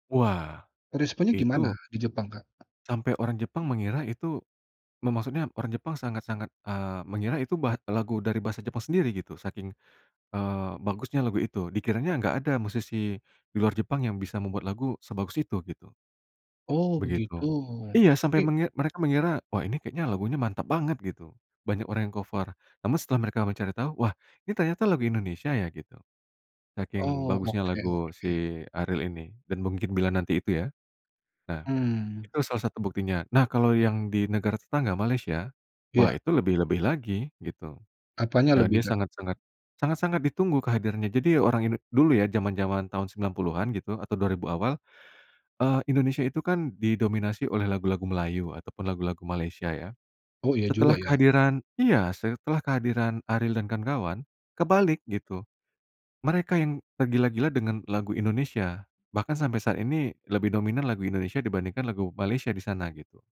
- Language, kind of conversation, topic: Indonesian, podcast, Siapa musisi lokal favoritmu?
- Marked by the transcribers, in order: tapping; in English: "cover"